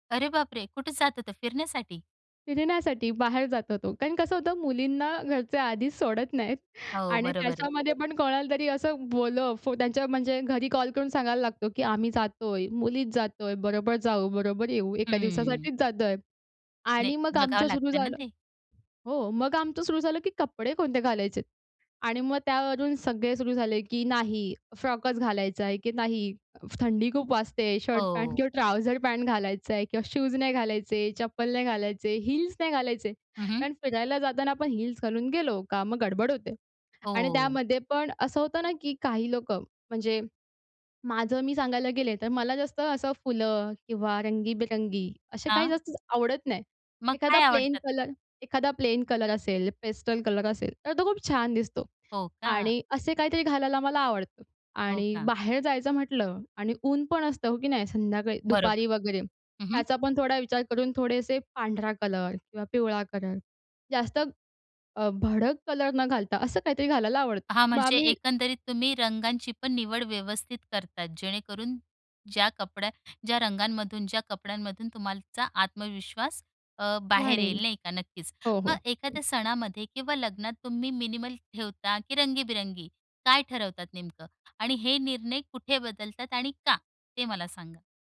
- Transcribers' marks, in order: anticipating: "अरे बापरे! कुठे जात होता फिरण्यासाठी?"; in English: "फ्रॉकच"; in English: "ट्राउझर"; in English: "हील्स"; in English: "हिल्स"; in English: "पेस्टल"; in English: "मिनिमल"
- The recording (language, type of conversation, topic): Marathi, podcast, तुम्ही स्वतःची स्टाईल ठरवताना साधी-सरळ ठेवायची की रंगीबेरंगी, हे कसे ठरवता?